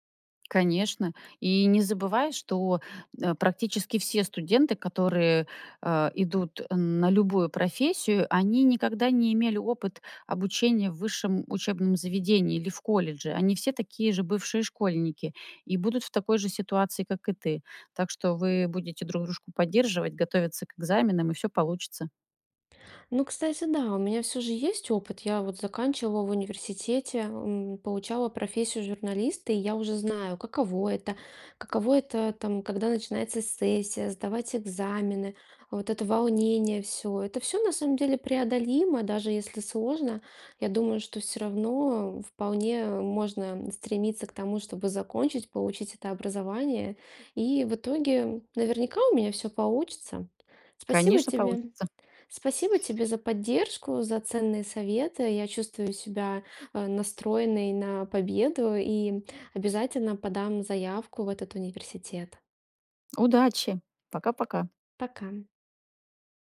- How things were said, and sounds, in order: tapping
- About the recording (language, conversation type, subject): Russian, advice, Как вы планируете сменить карьеру или профессию в зрелом возрасте?